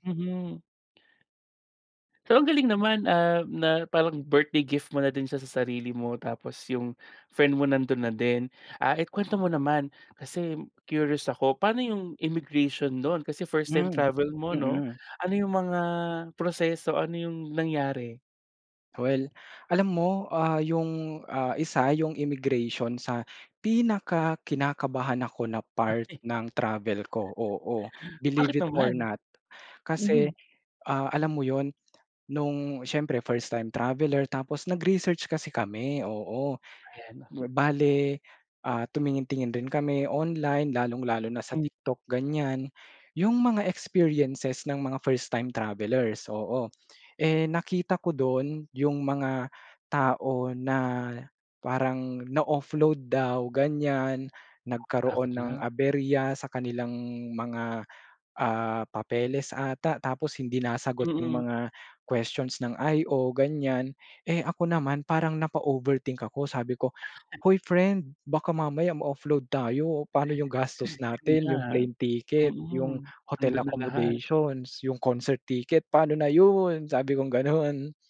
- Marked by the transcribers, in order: other background noise; tapping
- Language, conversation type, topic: Filipino, podcast, Maaari mo bang ikuwento ang paborito mong karanasan sa paglalakbay?